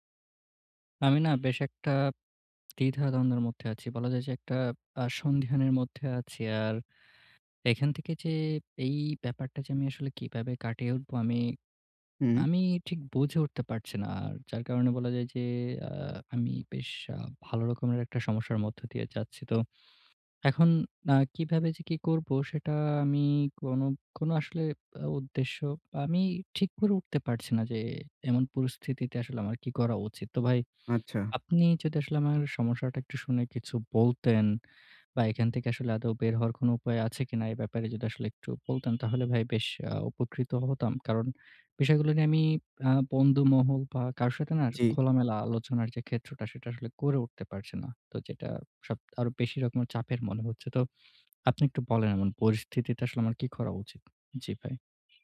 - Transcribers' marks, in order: none
- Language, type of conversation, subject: Bengali, advice, ভয় ও সন্দেহ কাটিয়ে কীভাবে আমি আমার আগ্রহগুলো অনুসরণ করতে পারি?